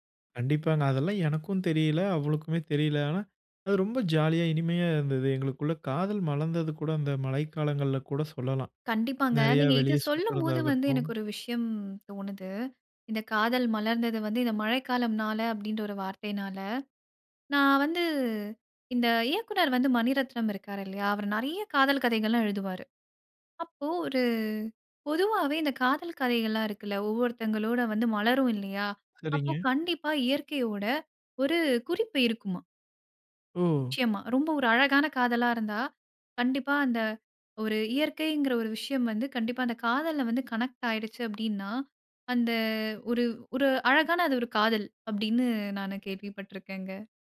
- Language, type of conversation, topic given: Tamil, podcast, மழைக்காலம் உங்களை எவ்வாறு பாதிக்கிறது?
- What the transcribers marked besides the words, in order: tapping; in English: "கனெக்ட்"; drawn out: "அந்த"